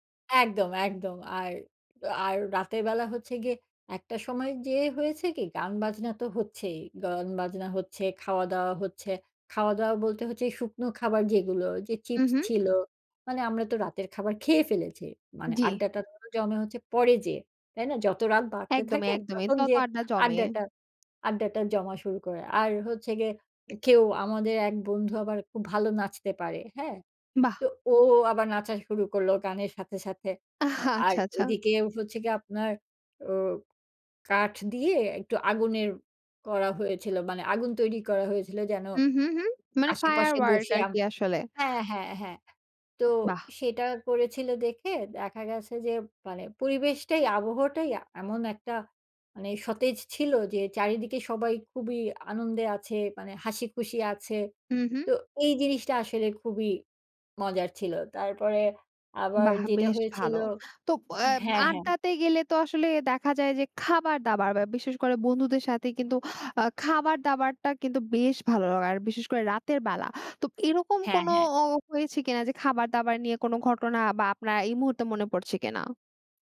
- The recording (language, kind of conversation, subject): Bengali, podcast, আপনি কি বন্ধুদের সঙ্গে কাটানো কোনো স্মরণীয় রাতের কথা বর্ণনা করতে পারেন?
- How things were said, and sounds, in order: other background noise; tapping; laughing while speaking: "আহ আচ্ছা, আচ্ছা"